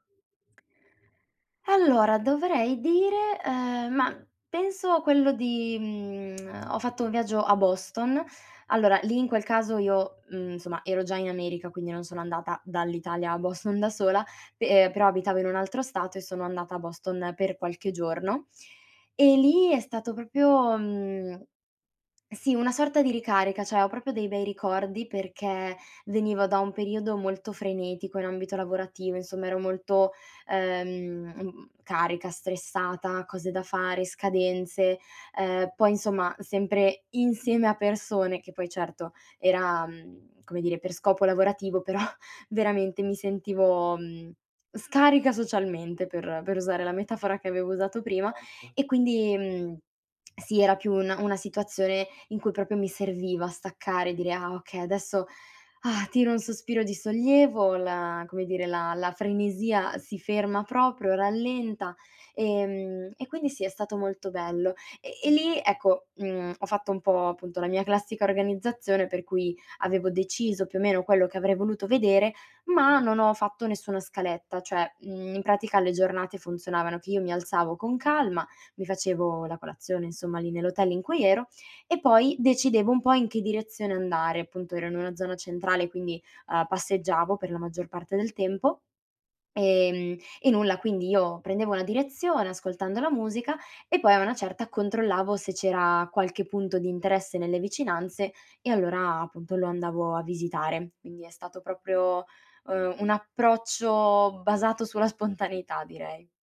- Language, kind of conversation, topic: Italian, podcast, Come ti prepari prima di un viaggio in solitaria?
- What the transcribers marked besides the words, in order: other background noise; lip smack; "proprio" said as "propio"; "cioè" said as "ceh"; laughing while speaking: "però"; "proprio" said as "propio"; exhale; "proprio" said as "propio"; "cioè" said as "ceh"; "proprio" said as "propio"